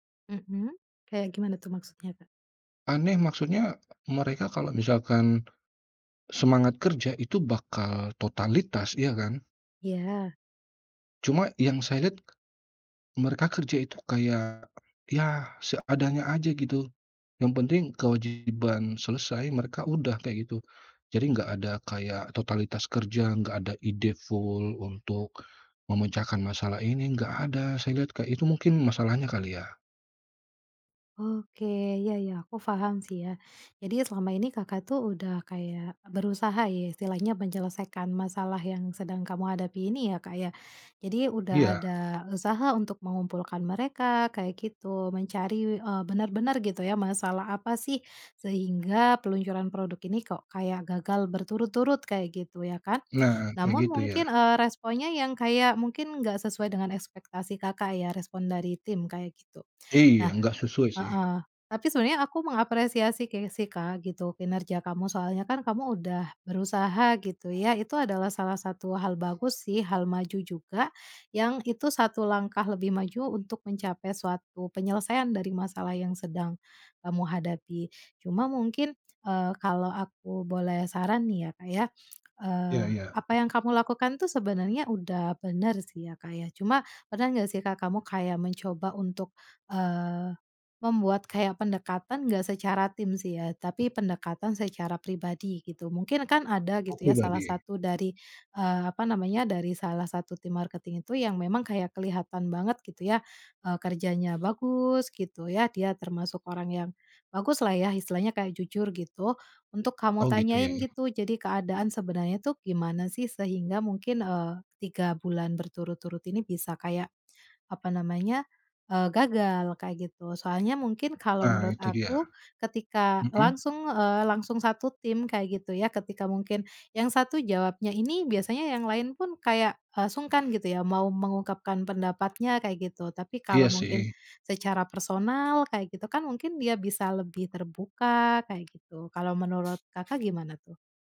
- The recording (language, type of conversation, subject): Indonesian, advice, Bagaimana sebaiknya saya menyikapi perasaan gagal setelah peluncuran produk yang hanya mendapat sedikit respons?
- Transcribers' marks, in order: in English: "marketing"; other background noise